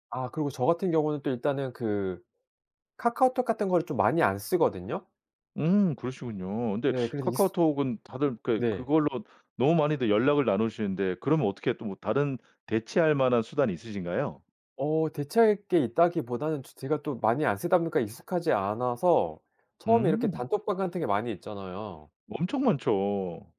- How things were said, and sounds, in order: other background noise
- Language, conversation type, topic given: Korean, podcast, 디지털 디톡스는 어떻게 하세요?